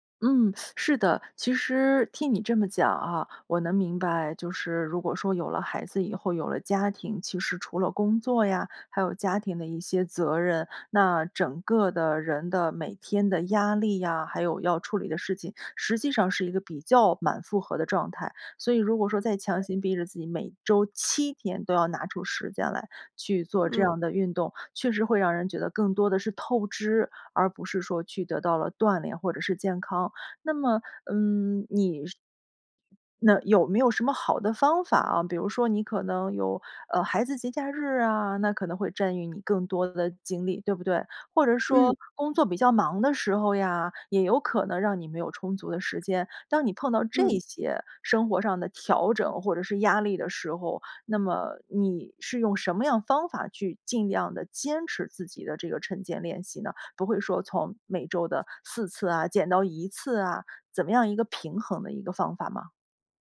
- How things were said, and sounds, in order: teeth sucking; other background noise; stressed: "七"; "占用" said as "占于"
- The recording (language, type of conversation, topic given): Chinese, podcast, 说说你的晨间健康习惯是什么？